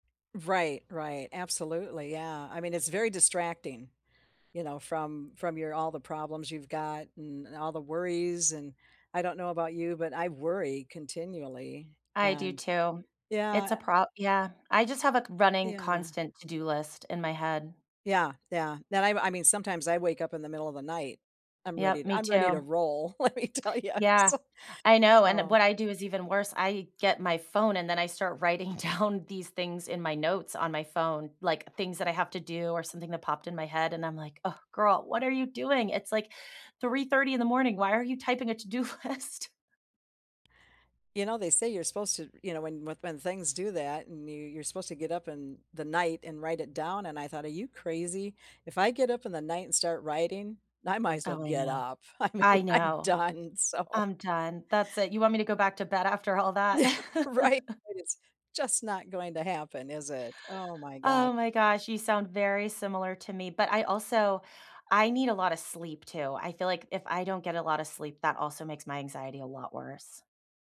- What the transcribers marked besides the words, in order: laughing while speaking: "let me tell you, I'm so"; laughing while speaking: "down"; laughing while speaking: "list?"; laughing while speaking: "I mean, I'm done, so"; laughing while speaking: "Yeah, right?"; chuckle; background speech
- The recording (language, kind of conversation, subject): English, unstructured, How do hobbies help you deal with stress?
- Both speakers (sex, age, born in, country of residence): female, 35-39, United States, United States; female, 70-74, United States, United States